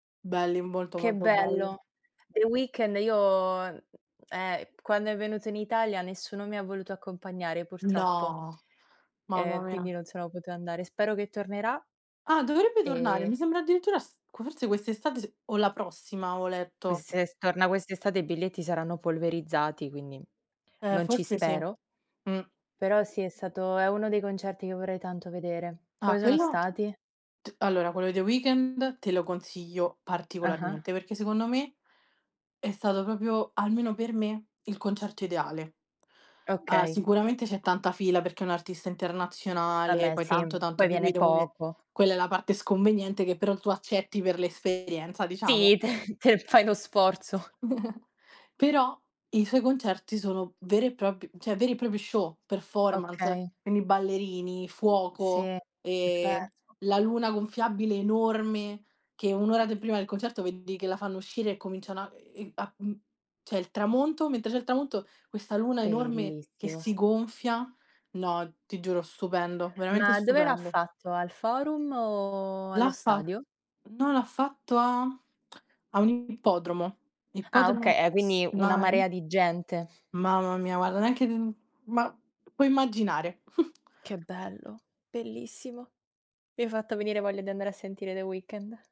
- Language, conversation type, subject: Italian, unstructured, Come descriveresti il concerto ideale per te?
- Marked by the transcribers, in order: other background noise; tapping; "proprio" said as "propio"; unintelligible speech; laughing while speaking: "te"; laughing while speaking: "sforzo"; giggle; "cioè" said as "ceh"; unintelligible speech; drawn out: "o"; tsk; chuckle